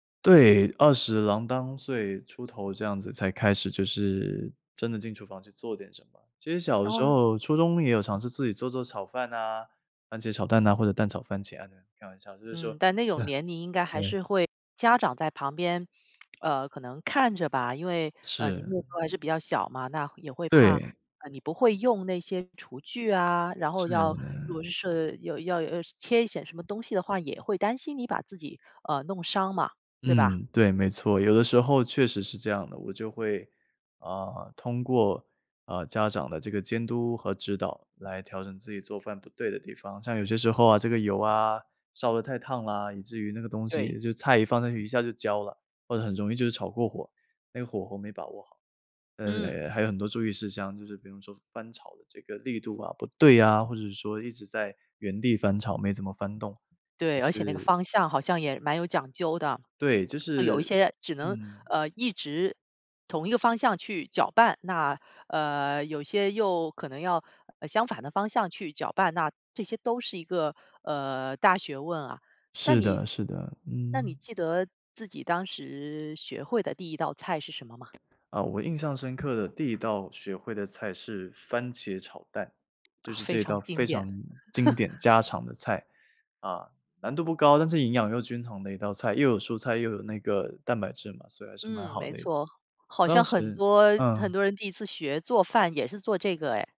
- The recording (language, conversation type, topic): Chinese, podcast, 你是怎么开始学做饭的？
- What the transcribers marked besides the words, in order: laugh; other background noise; laugh